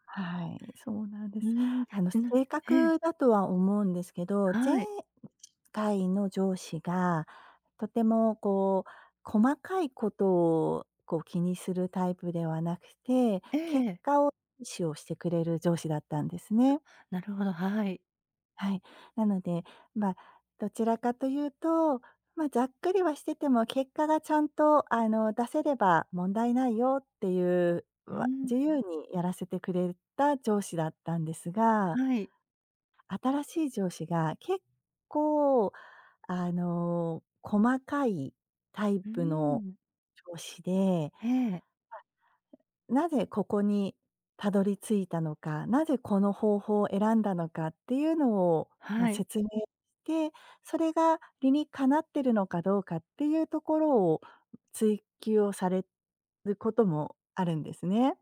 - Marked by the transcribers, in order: unintelligible speech
- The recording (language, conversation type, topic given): Japanese, advice, 上司が交代して仕事の進め方が変わり戸惑っていますが、どう対処すればよいですか？